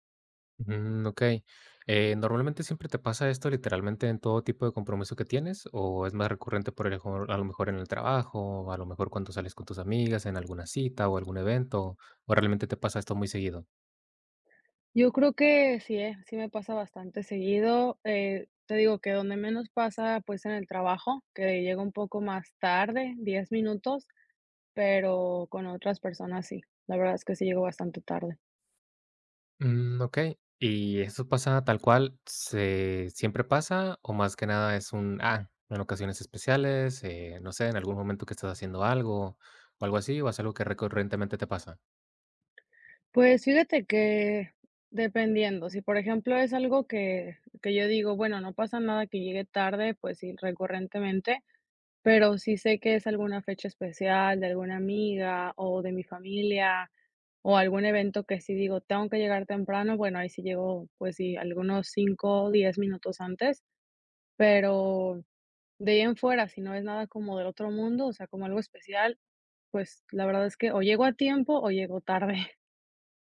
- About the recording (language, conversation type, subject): Spanish, advice, ¿Cómo puedo dejar de llegar tarde con frecuencia a mis compromisos?
- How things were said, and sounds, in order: tapping; other background noise; chuckle